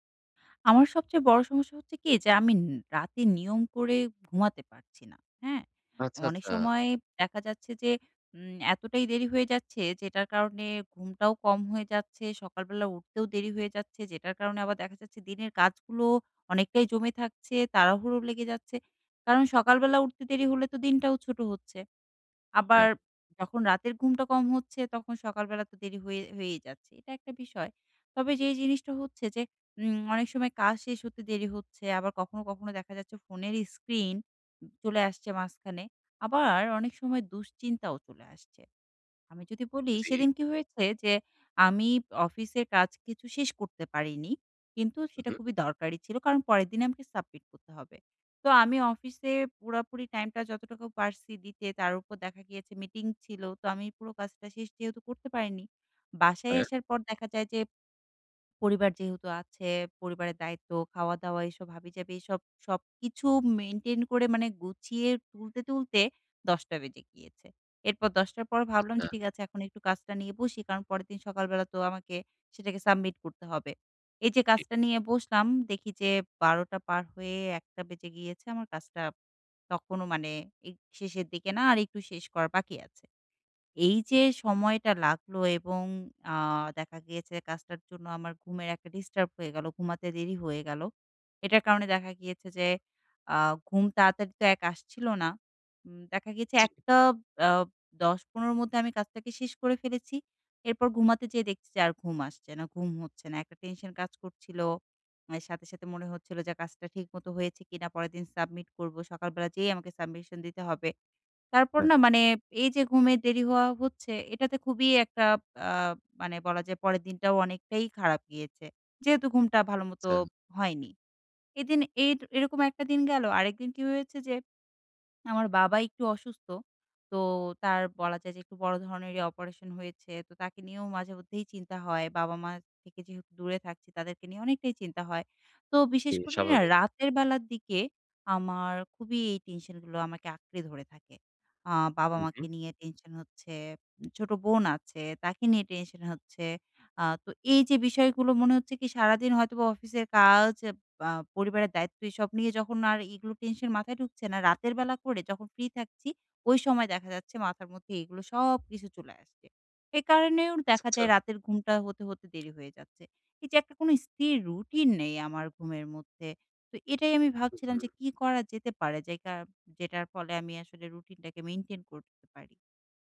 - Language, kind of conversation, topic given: Bengali, advice, আমি কীভাবে একটি স্থির রাতের রুটিন গড়ে তুলে নিয়মিত ঘুমাতে পারি?
- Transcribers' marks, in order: "আমি" said as "আমিন"; in English: "submission"; "আচ্ছা" said as "আচ"; "আচ্ছা" said as "চ্ছা"; "আচ্ছা" said as "চ্ছা"